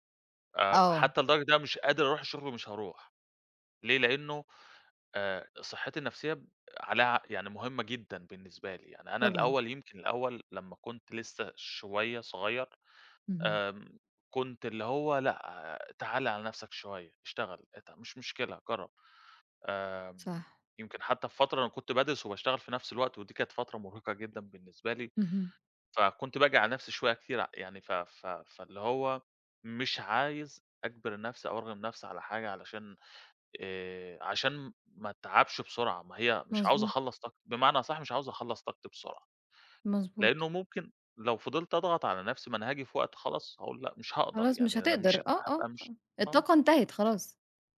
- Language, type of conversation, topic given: Arabic, podcast, إزاي بتقرر بين راحة دلوقتي ومصلحة المستقبل؟
- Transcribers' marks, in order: none